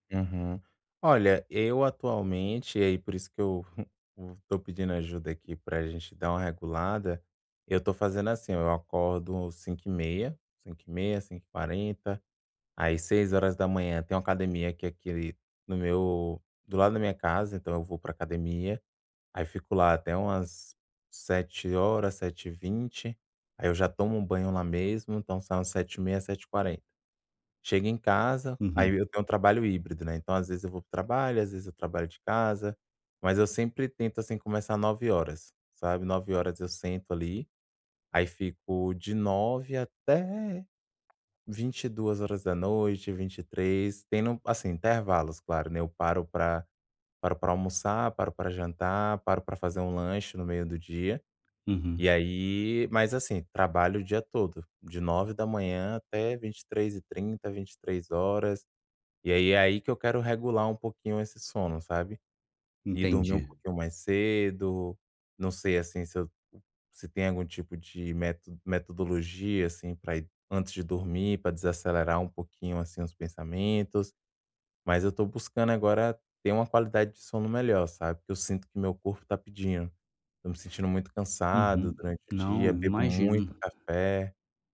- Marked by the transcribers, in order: tapping
- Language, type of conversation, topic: Portuguese, advice, Como posso manter um horário de sono mais regular?